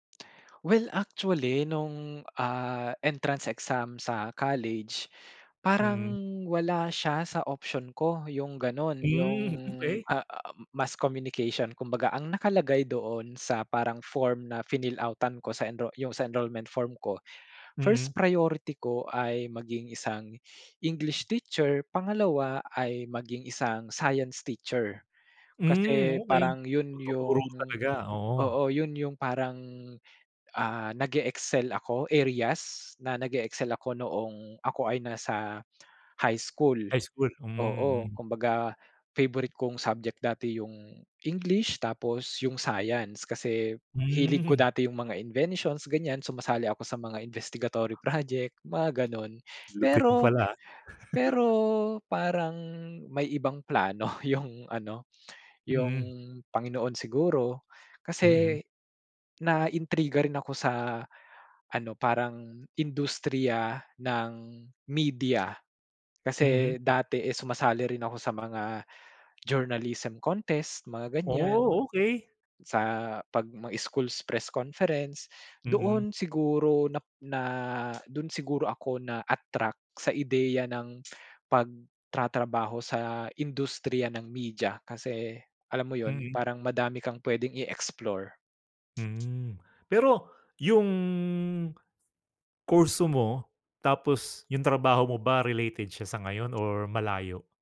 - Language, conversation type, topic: Filipino, podcast, Ano ang ginampanang papel ng pamilya mo sa edukasyon mo?
- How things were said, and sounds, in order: gasp; drawn out: "parang"; drawn out: "Yung"; drawn out: "Mm"; gasp; in English: "first priority"; gasp; drawn out: "Mm"; gasp; drawn out: "areas"; gasp; laughing while speaking: "Mm"; in English: "inventions"; chuckle; in English: "investigatory project"; laughing while speaking: "plano yung ano"; gasp; gasp; gasp; in English: "journalism contest"; in English: "school's press conference"; gasp; tapping; gasp; gasp; drawn out: "yung"